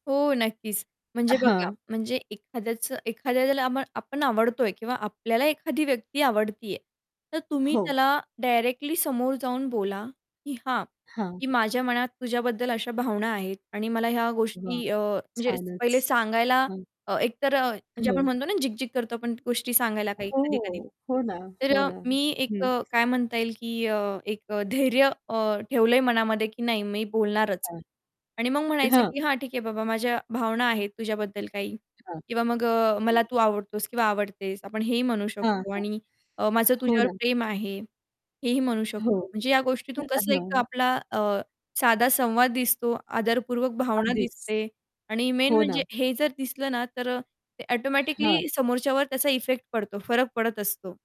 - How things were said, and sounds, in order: static; distorted speech; other background noise; unintelligible speech; horn; unintelligible speech; in English: "मेन"
- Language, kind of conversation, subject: Marathi, podcast, जुन्या पिढीला प्रेम व्यक्त करण्याचे वेगवेगळे मार्ग आपण कसे समजावून सांगाल?